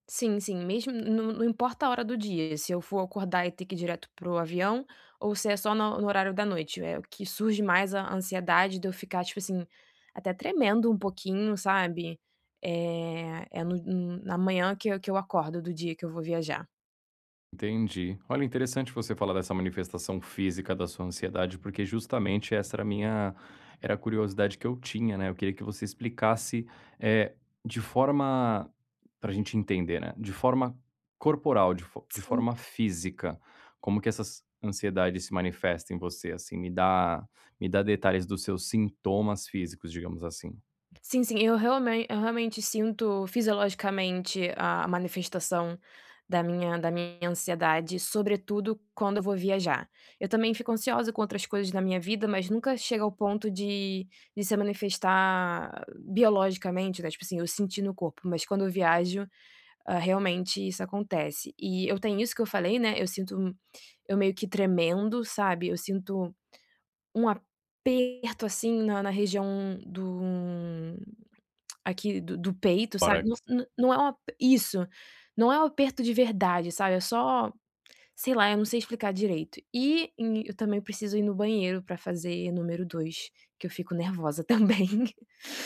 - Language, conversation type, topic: Portuguese, advice, Como posso lidar com a ansiedade ao explorar lugares novos e desconhecidos?
- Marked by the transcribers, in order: other background noise; tongue click; laughing while speaking: "também"